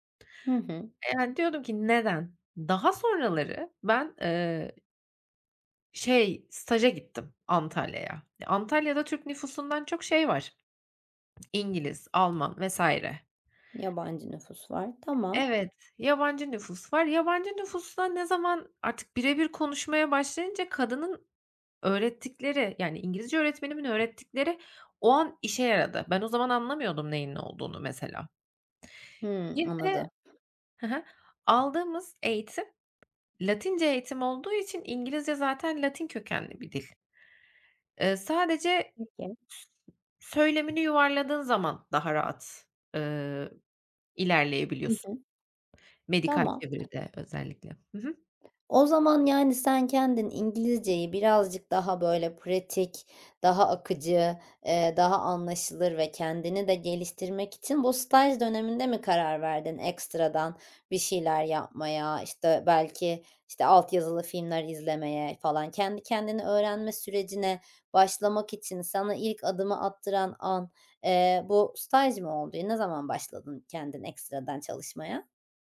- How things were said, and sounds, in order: other background noise; tapping
- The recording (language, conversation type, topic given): Turkish, podcast, Kendi kendine öğrenmeyi nasıl öğrendin, ipuçların neler?